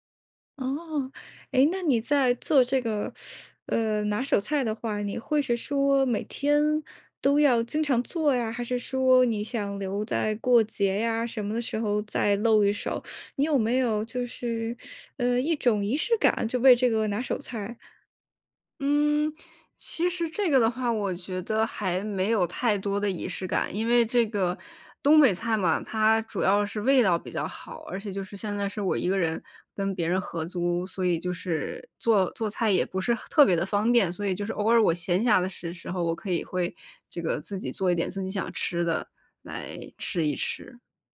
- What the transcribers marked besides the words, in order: teeth sucking; teeth sucking
- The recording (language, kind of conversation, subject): Chinese, podcast, 你能讲讲你最拿手的菜是什么，以及你是怎么做的吗？